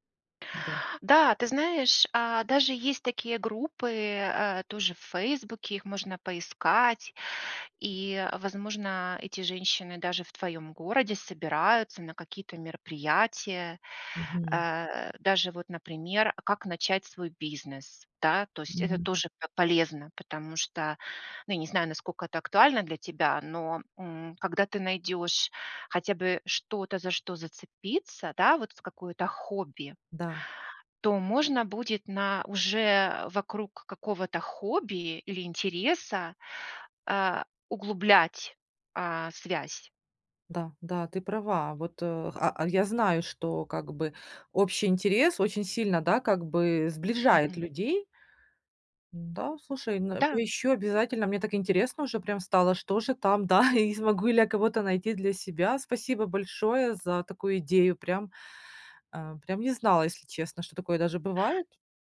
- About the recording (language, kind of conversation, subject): Russian, advice, Как справиться с одиночеством и тоской по дому после переезда в новый город или другую страну?
- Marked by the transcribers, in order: tapping; laughing while speaking: "да"